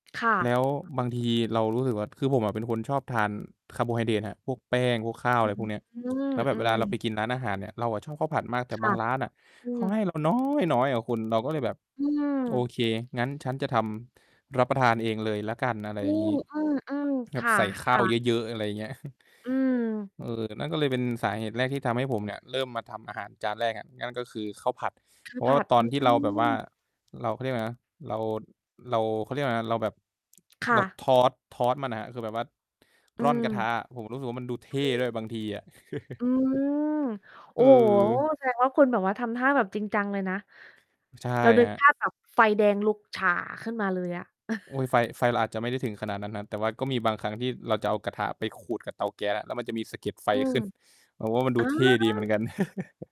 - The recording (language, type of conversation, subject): Thai, unstructured, คุณคิดว่าการเรียนรู้ทำอาหารมีประโยชน์กับชีวิตอย่างไร?
- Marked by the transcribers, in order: distorted speech; mechanical hum; chuckle; in English: "Toss Toss"; chuckle; stressed: "ฉ่า"; chuckle; chuckle